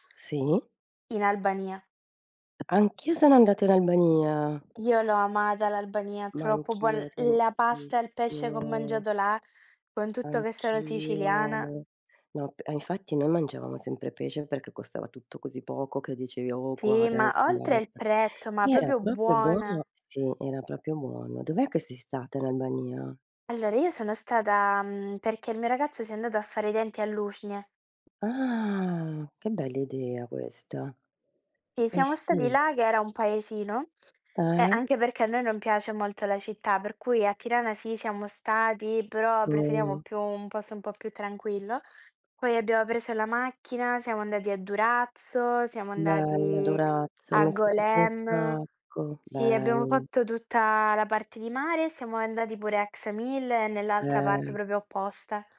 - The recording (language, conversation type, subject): Italian, unstructured, Cosa ne pensi delle cucine regionali italiane?
- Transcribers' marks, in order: surprised: "Anch'io sono andata in Albania"; drawn out: "tantissimo"; drawn out: "Anch'io"; tapping; "Sì" said as "spi"; surprised: "Ah, che bell'idea questa"